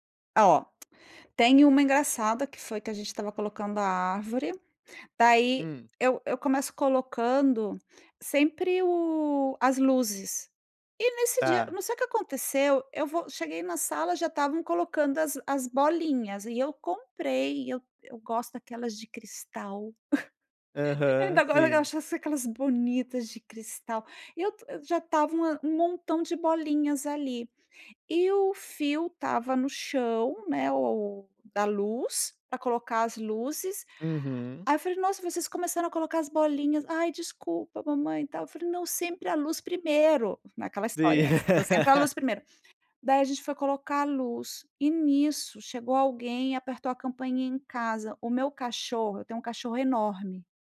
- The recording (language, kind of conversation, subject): Portuguese, podcast, Me conta uma lembrança marcante da sua família?
- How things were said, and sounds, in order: tapping; chuckle; laugh